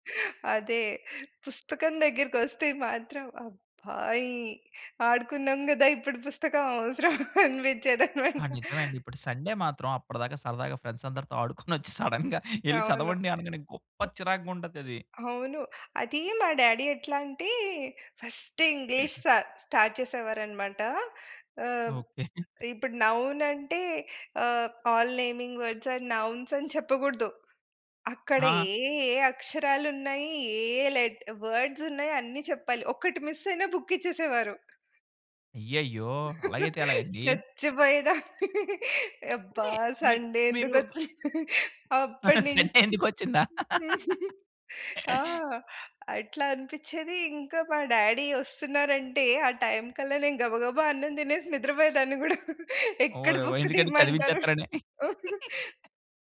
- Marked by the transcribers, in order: laughing while speaking: "ఆడుకున్నాం గదా! ఇప్పుడు పుస్తకం అవసరం అనిపించేదన్నమాట"; in English: "సండే"; laughing while speaking: "ఆడుకొనొచ్చి సడెన్‌గా ఎల్లి చదవండి అనగానే గొప్ప చిరాగ్గా ఉంటదది"; in English: "సడెన్‌గా"; other background noise; in English: "డాడీ"; in English: "ఫస్ట్"; in English: "సార్ స్టార్ట్"; in English: "నౌన్"; chuckle; in English: "ఆల్ నేమింగ్ వర్డ్స్ ఆర్ నౌన్స్"; in English: "వర్డ్స్"; in English: "మిస్"; in English: "బుక్"; laughing while speaking: "చచ్చిపోయేదాన్ని. అబ్బా! సండే ఎందుకొచ్చింది. అప్పటి నుంచి ఆ!"; laughing while speaking: "సండే ఎందుకొచ్చిందా?"; in English: "సండే"; in English: "డాడీ"; chuckle; chuckle
- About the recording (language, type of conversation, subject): Telugu, podcast, ప్రతి తరం ప్రేమను ఎలా వ్యక్తం చేస్తుంది?